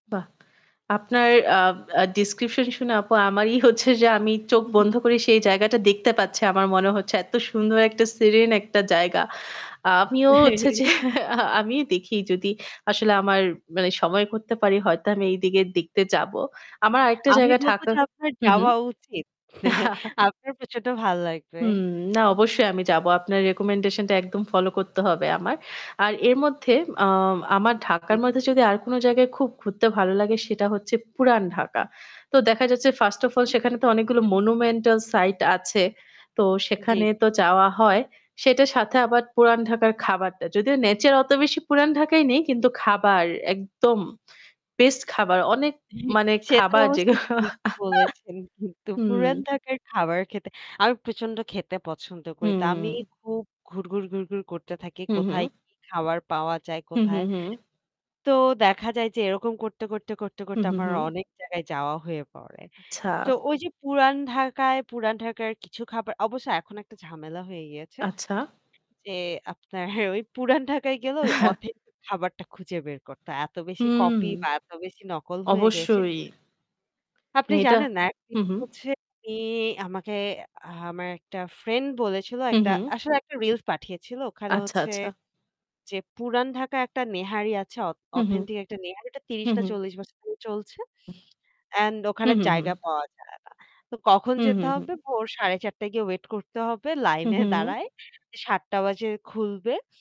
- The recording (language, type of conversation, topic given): Bengali, unstructured, ভ্রমণের সময় আপনার সবচেয়ে মজার কোন ঘটনার কথা মনে পড়ে?
- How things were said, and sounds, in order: static; laughing while speaking: "হচ্ছে যে"; chuckle; chuckle; in English: "recommendation"; distorted speech; in English: "first of all"; in English: "monumental site"; in English: "nature"; chuckle; laughing while speaking: "যেগু"; laugh; laughing while speaking: "আপনার ওই পুরান ঢাকায় গেলে"; chuckle; tapping; laughing while speaking: "লাইনে দাঁড়ায়ে"